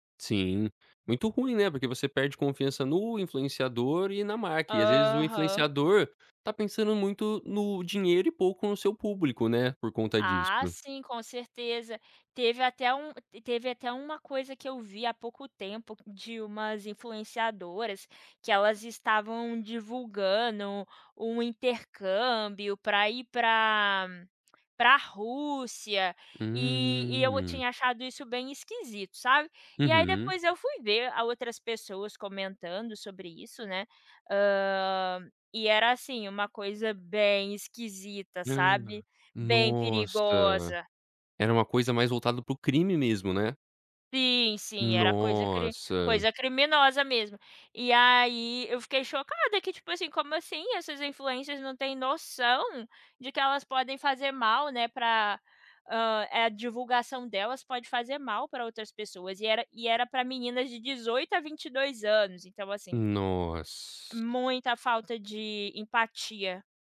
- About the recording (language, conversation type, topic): Portuguese, podcast, O que você faz para cuidar da sua saúde mental?
- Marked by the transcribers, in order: in English: "influencers"